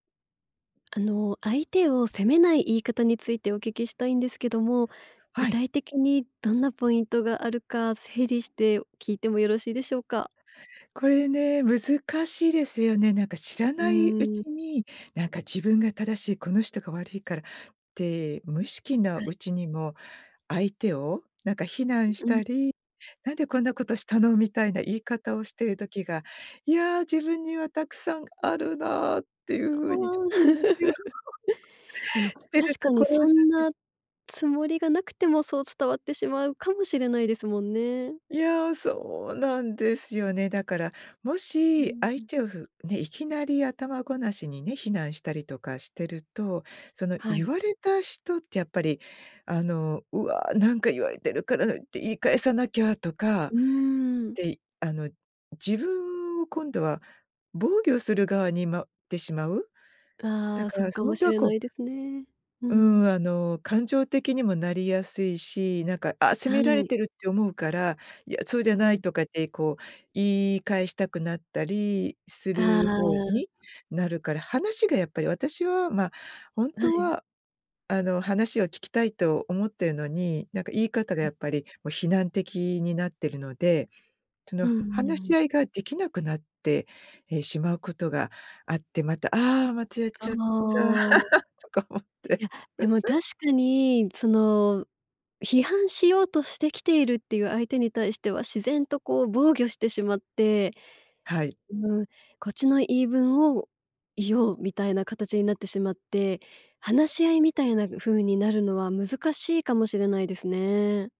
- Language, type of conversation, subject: Japanese, podcast, 相手を責めずに伝えるには、どう言えばいいですか？
- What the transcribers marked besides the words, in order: other noise; laugh; laugh; laughing while speaking: "とか思って"; laugh